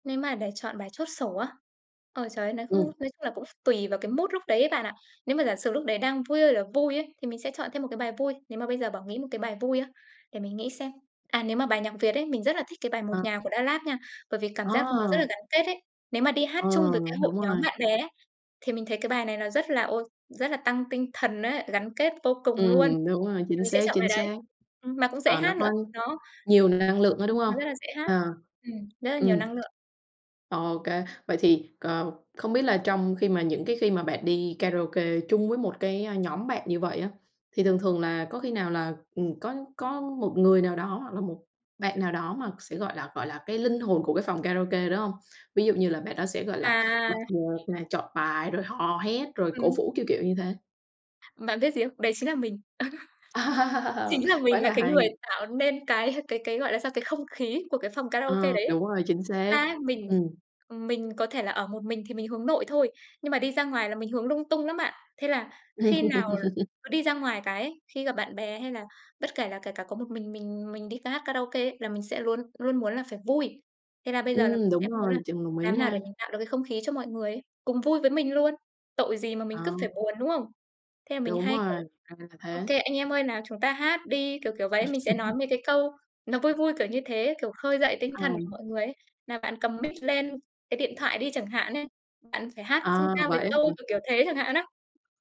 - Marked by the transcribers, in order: in English: "mood"; tapping; other background noise; chuckle; laugh; laughing while speaking: "cái"; laugh; laugh
- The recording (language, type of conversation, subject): Vietnamese, podcast, Bạn có nhớ lần đầu tiên đi hát karaoke là khi nào và bạn đã chọn bài gì không?